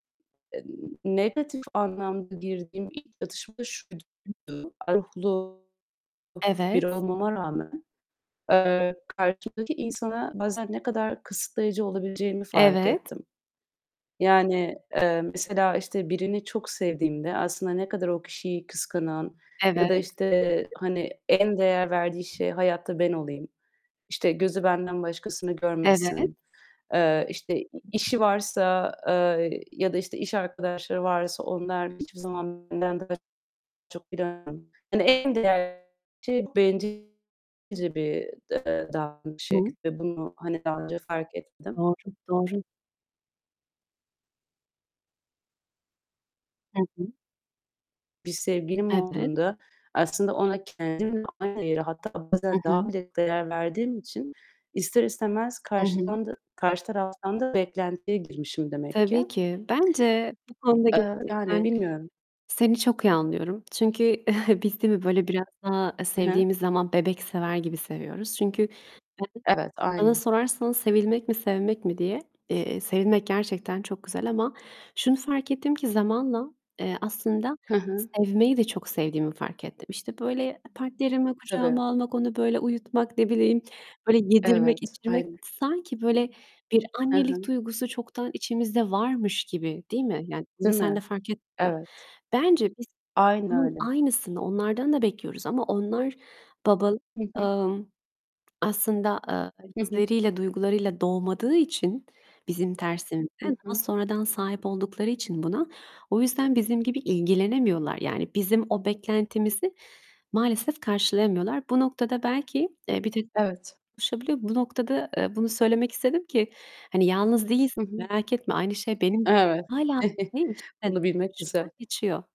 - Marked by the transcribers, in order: distorted speech; other background noise; tapping; unintelligible speech; unintelligible speech; static; chuckle; unintelligible speech; unintelligible speech; unintelligible speech; chuckle; unintelligible speech
- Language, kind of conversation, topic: Turkish, unstructured, Kimliğinle ilgili yaşadığın en büyük çatışma neydi?